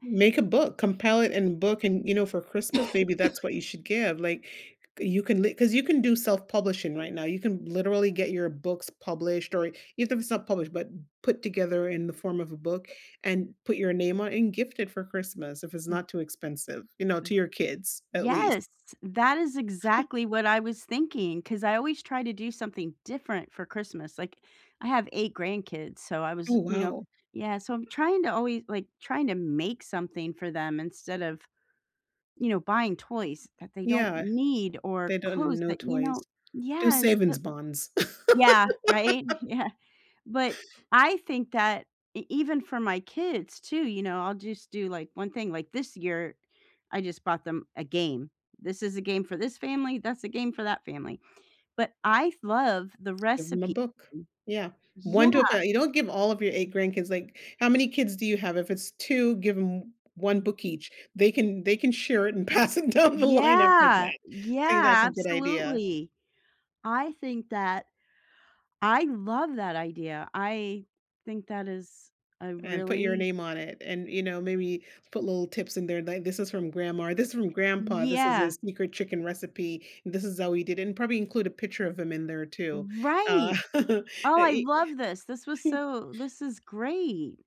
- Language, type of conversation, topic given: English, unstructured, Which simple, nourishing meals bring you comfort, and what stories or rituals make them special?
- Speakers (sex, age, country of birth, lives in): female, 45-49, United States, United States; female, 55-59, United States, United States
- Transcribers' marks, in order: cough; chuckle; tapping; laugh; laughing while speaking: "Right, yeah"; unintelligible speech; laughing while speaking: "pass it down the line after"; chuckle